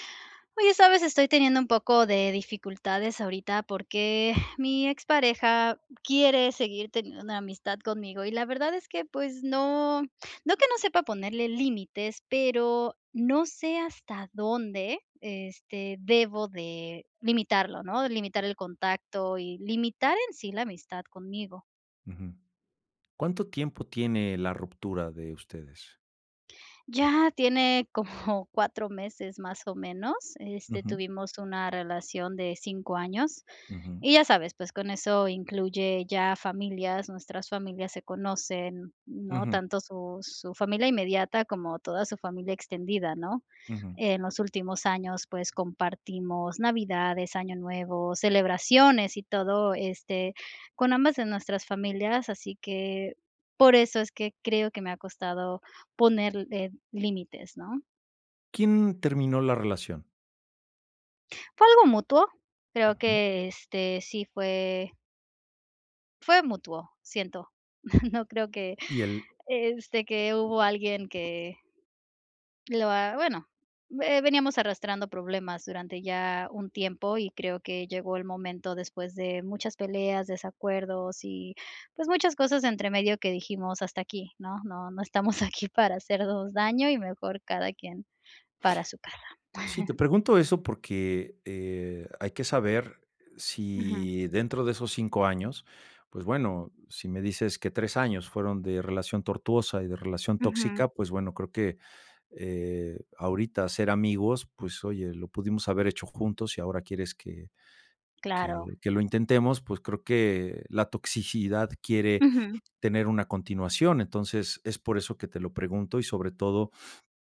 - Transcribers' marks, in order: grunt; laughing while speaking: "como"; chuckle; laughing while speaking: "estamos aquí"; chuckle
- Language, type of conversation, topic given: Spanish, advice, ¿Cómo puedo poner límites claros a mi ex que quiere ser mi amigo?